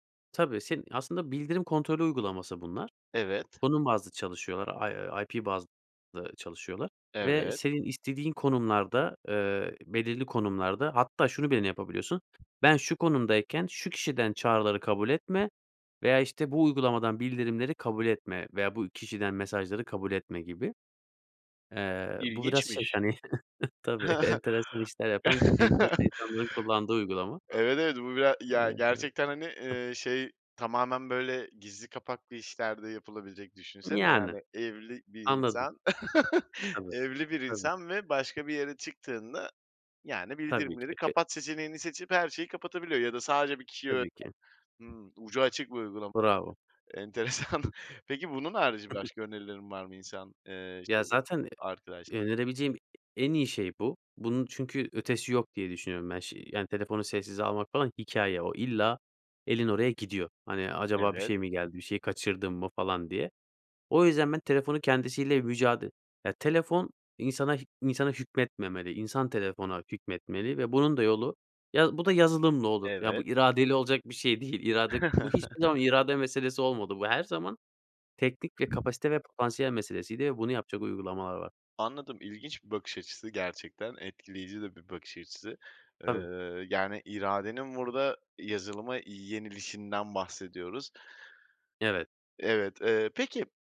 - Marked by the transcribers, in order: other background noise; tapping; giggle; chuckle; chuckle; unintelligible speech; laughing while speaking: "Enteresan"; chuckle
- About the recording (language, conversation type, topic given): Turkish, podcast, Sabah enerjini artırmak için hangi alışkanlıkları önerirsin?